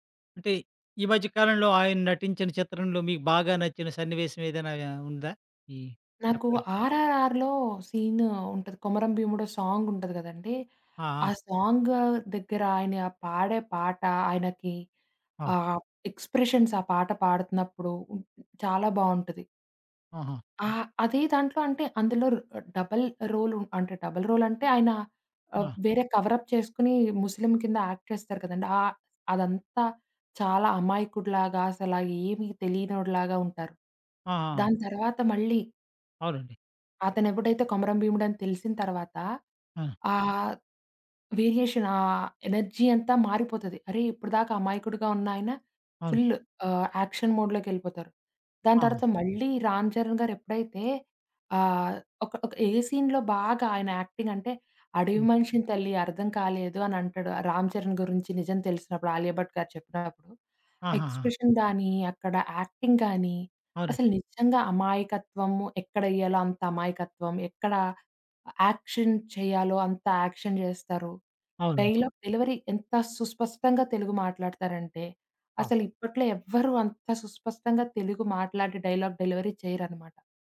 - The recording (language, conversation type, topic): Telugu, podcast, మీకు ఇష్టమైన నటుడు లేదా నటి గురించి మీరు మాట్లాడగలరా?
- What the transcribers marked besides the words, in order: in English: "సాంగ్"; in English: "ఎక్స్‌ప్రెషన్స్"; in English: "డబుల్"; in English: "డబల్ రోల్"; in English: "కవరప్"; in English: "యాక్ట్"; in English: "వేరియేషన్"; in English: "ఎనర్జీ"; in English: "యాక్షన్"; in English: "సీన్‌లో"; in English: "యాక్టింగ్"; in English: "ఎక్స్‌ప్రెషన్స్"; in English: "యాక్టింగ్"; in English: "యాక్షన్"; in English: "యాక్షన్"; in English: "డైలాగ్ డెలివరీ"; in English: "డైలాగ్ డెలివరీ"